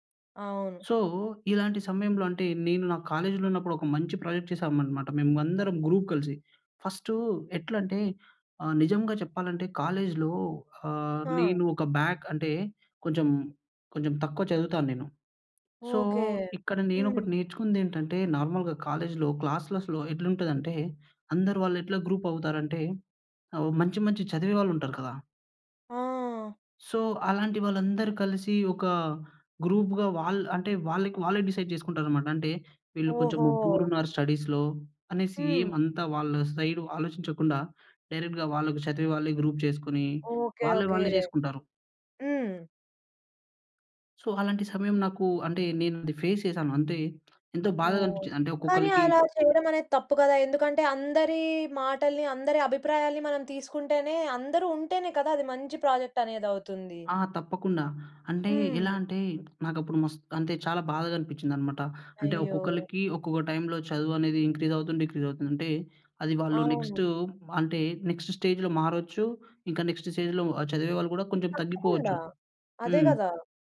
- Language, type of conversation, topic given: Telugu, podcast, పాఠశాల లేదా కాలేజీలో మీరు బృందంగా చేసిన ప్రాజెక్టు అనుభవం మీకు ఎలా అనిపించింది?
- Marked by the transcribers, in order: in English: "సో"; in English: "ప్రాజెక్ట్"; in English: "గ్రూప్"; in English: "బ్యాక్"; in English: "సో"; in English: "నార్మల్‍గా"; in English: "క్లాస్లెస్‌లో"; in English: "గ్రూప్"; in English: "సో"; in English: "గ్రూప్‌గా"; in English: "డిసైడ్"; in English: "పూర్"; in English: "స్టడీస్‌లో"; in English: "డైరెక్ట్‌గా"; in English: "గ్రూప్"; in English: "సో"; in English: "ఫేస్"; in English: "ప్రాజెక్ట్"; in English: "టైమ్‌లో"; in English: "ఇంక్రీస్"; in English: "డిక్రీస్"; in English: "నెక్స్ట్"; in English: "నెక్స్ట్ స్టేజ్‌లో"; in English: "నెక్స్ట్ స్టేజ్‌లో"